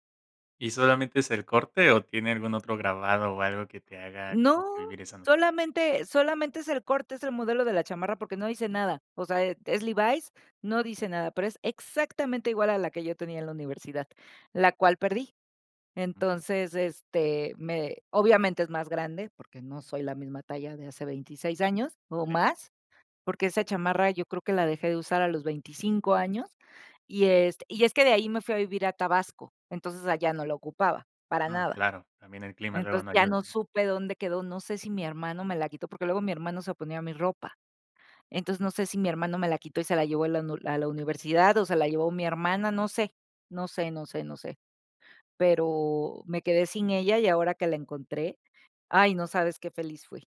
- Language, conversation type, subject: Spanish, podcast, ¿Tienes prendas que usas según tu estado de ánimo?
- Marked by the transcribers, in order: none